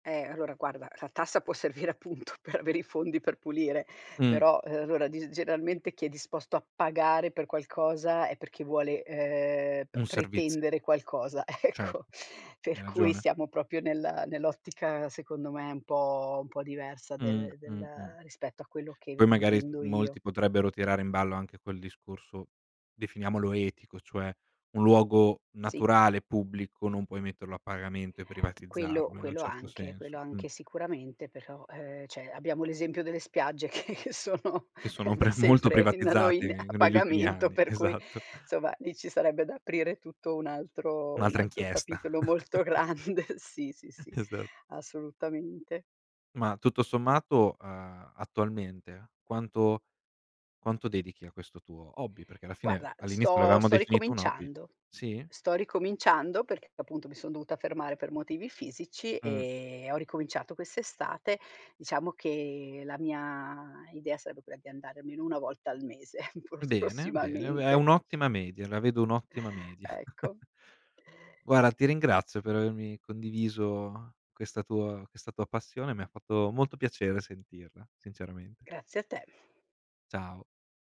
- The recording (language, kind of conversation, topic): Italian, podcast, Raccontami del tuo hobby preferito: come ci sei arrivato?
- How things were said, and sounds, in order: laughing while speaking: "servire appunto per avere i fondi per pulire"; "allora" said as "lora"; "generalmente" said as "gerarmente"; stressed: "pagare"; tapping; laughing while speaking: "ecco"; "proprio" said as "propio"; "cioè" said as "ceh"; laughing while speaking: "che sono, ehm, da sempre … pagamento per cui"; "da" said as "na"; laughing while speaking: "esatto"; laughing while speaking: "grande"; chuckle; "avevamo" said as "aveamo"; "almeno" said as "ameno"; chuckle; laughing while speaking: "pros prossimamente"; chuckle; "Guarda" said as "Guara"